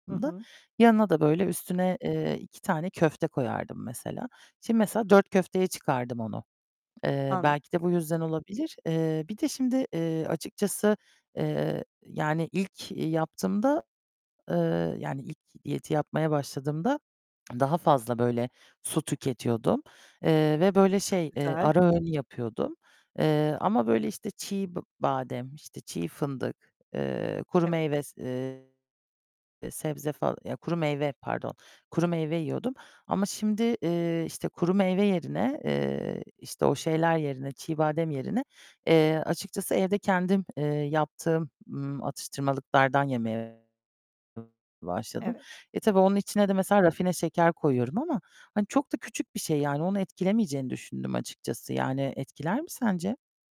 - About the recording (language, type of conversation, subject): Turkish, advice, Bir süredir kilo veremiyorum; bunun nedenini nasıl anlayabilirim?
- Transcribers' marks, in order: unintelligible speech; distorted speech; tapping